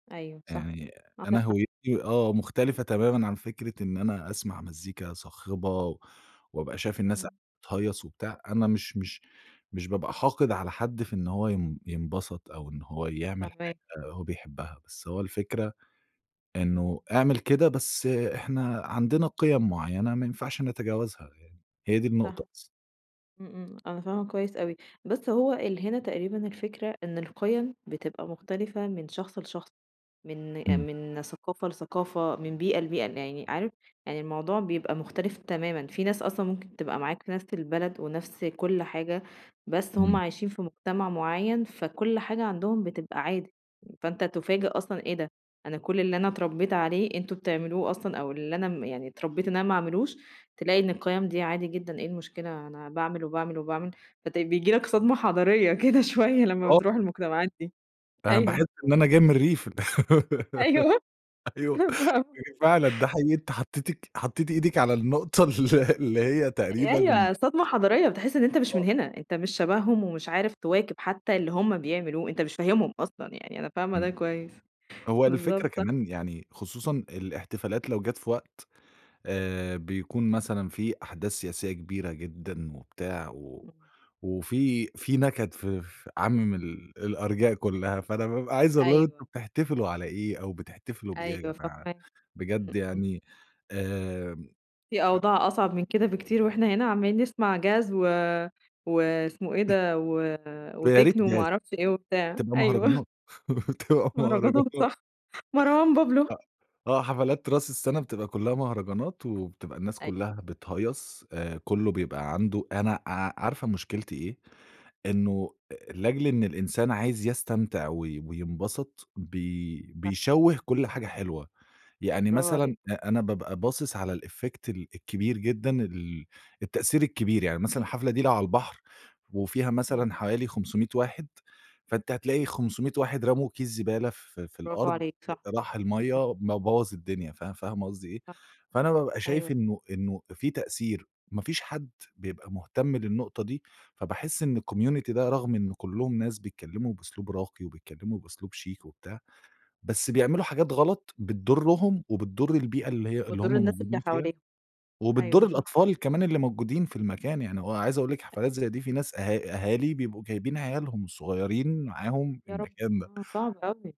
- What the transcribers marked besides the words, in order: tapping; horn; laughing while speaking: "حضارية كده شوية"; laughing while speaking: "أيوه"; laugh; laughing while speaking: "أيوه، آه"; laughing while speaking: "أيوه هي فعلًا ده حقيقي"; laughing while speaking: "النقطة ال اللي"; throat clearing; laughing while speaking: "أيوه"; laugh; laughing while speaking: "بتبقى مهرجانات"; laughing while speaking: "مهرجانات صح، مروان بابلو"; other noise; in English: "الeffect"; in English: "الcommunity"
- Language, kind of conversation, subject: Arabic, advice, إزاي أتعامل مع إحساس العزلة في الحفلات والمناسبات؟